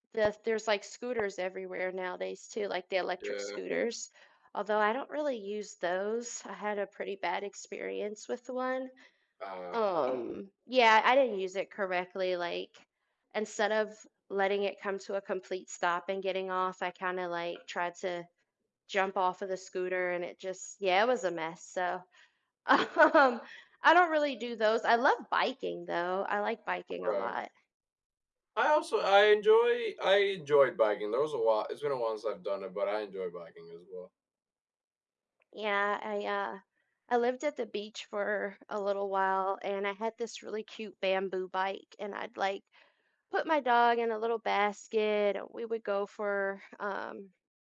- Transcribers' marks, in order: other background noise; laughing while speaking: "um"; tapping
- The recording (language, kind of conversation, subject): English, unstructured, How would your life be different if you had to walk everywhere instead of using modern transportation?